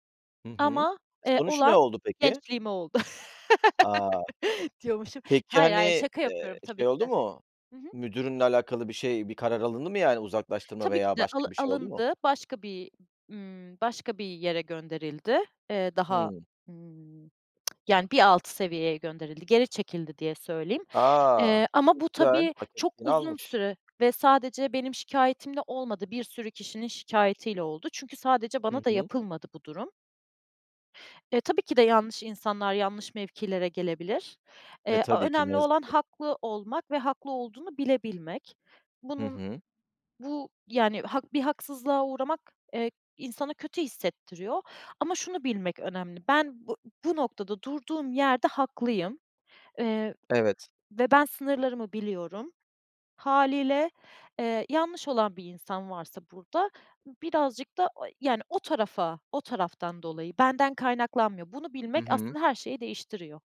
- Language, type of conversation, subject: Turkish, podcast, Kötü bir patronla başa çıkmanın en etkili yolları nelerdir?
- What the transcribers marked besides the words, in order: other background noise; tapping; laugh; unintelligible speech; other noise